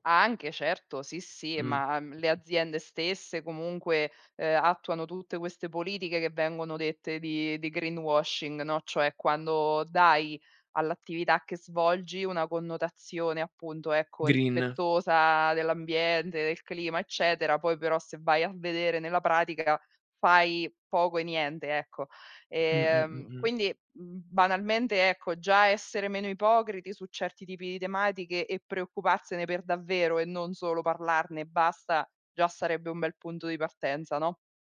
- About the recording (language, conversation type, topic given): Italian, unstructured, Come pensi che possiamo proteggere gli animali a rischio di estinzione?
- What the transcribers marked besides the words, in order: tapping; in English: "greenwashing"; in English: "Green"; other background noise